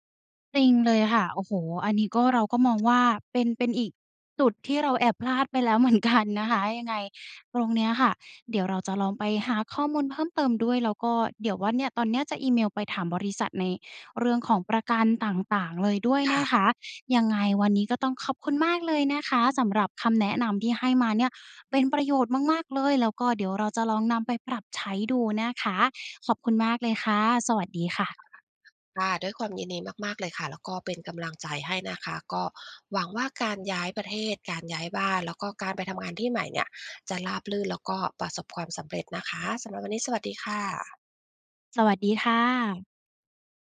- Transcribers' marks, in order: laughing while speaking: "เหมือนกัน"; unintelligible speech
- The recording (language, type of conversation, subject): Thai, advice, คุณเครียดเรื่องค่าใช้จ่ายในการย้ายบ้านและตั้งหลักอย่างไรบ้าง?